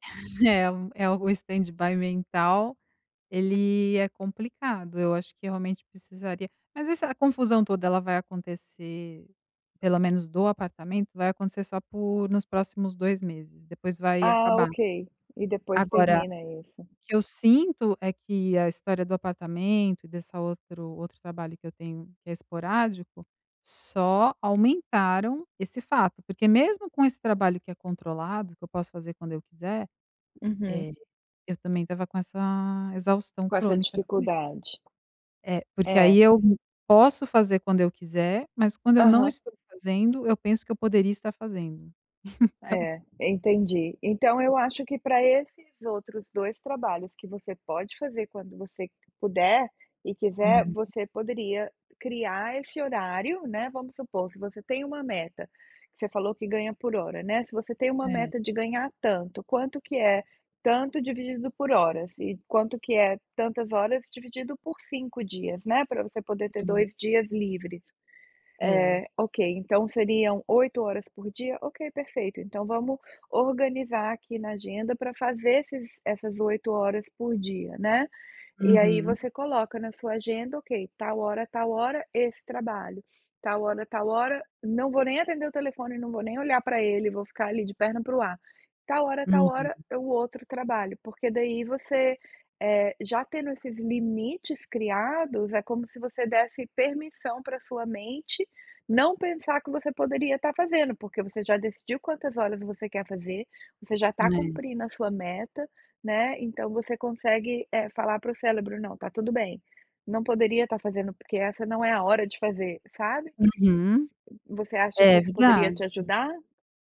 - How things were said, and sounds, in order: other background noise; in English: "standby"; tapping; chuckle; laughing while speaking: "então"; unintelligible speech
- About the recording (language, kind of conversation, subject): Portuguese, advice, Como descrever a exaustão crônica e a dificuldade de desconectar do trabalho?